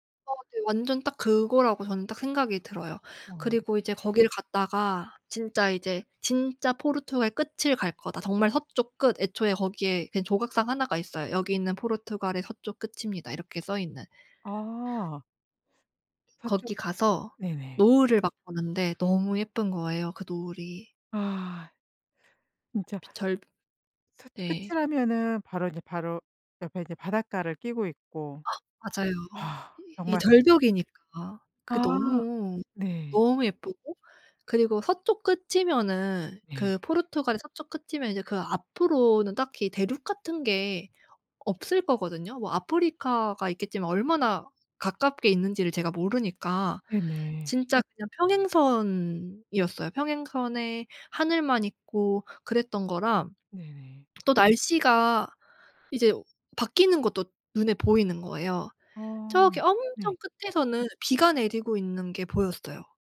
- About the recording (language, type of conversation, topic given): Korean, podcast, 여행 중 우연히 발견한 숨은 명소에 대해 들려주실 수 있나요?
- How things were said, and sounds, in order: other background noise; unintelligible speech; tapping